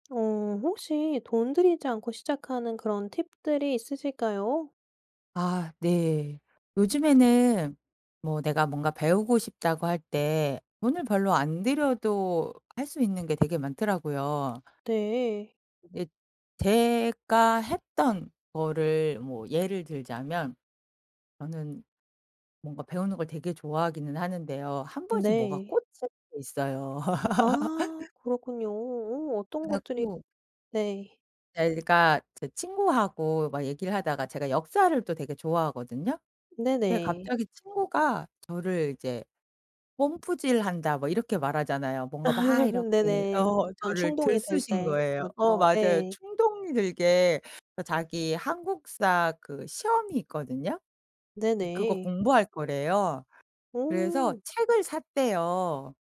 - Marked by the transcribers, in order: other background noise; tapping; laugh; laugh; background speech
- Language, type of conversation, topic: Korean, podcast, 돈을 들이지 않고도 오늘 당장 시작할 수 있는 방법이 무엇인가요?